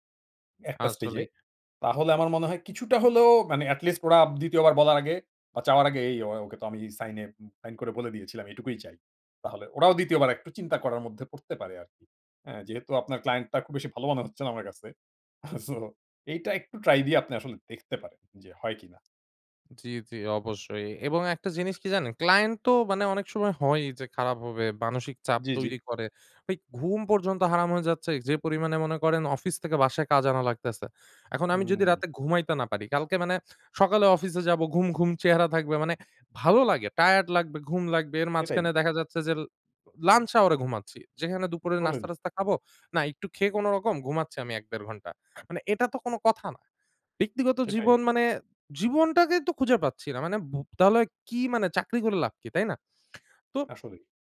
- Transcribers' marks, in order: laughing while speaking: "মনে হচ্ছে না আমার কাছে"; scoff; in English: "l lunch hour"
- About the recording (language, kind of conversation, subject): Bengali, advice, ডেডলাইন চাপের মধ্যে নতুন চিন্তা বের করা এত কঠিন কেন?